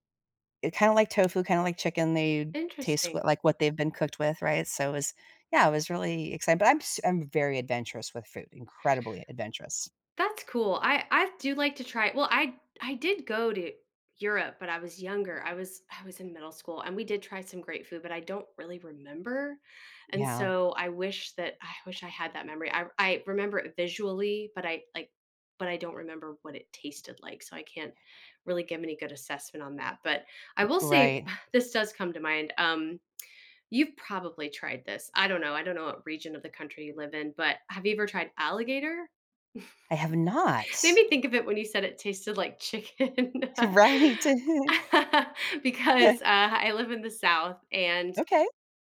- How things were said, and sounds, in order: tapping; scoff; tsk; chuckle; laughing while speaking: "T right"; giggle; laughing while speaking: "chicken"; laugh
- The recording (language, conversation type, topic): English, unstructured, What is the most surprising food you have ever tried?
- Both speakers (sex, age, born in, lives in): female, 45-49, United States, United States; female, 55-59, United States, United States